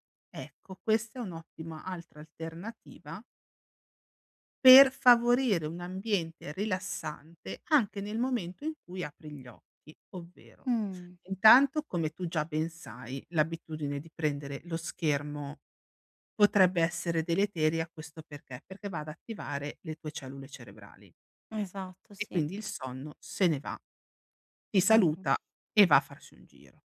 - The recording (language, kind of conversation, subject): Italian, advice, Come posso usare le abitudini serali per dormire meglio?
- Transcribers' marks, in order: drawn out: "Mh"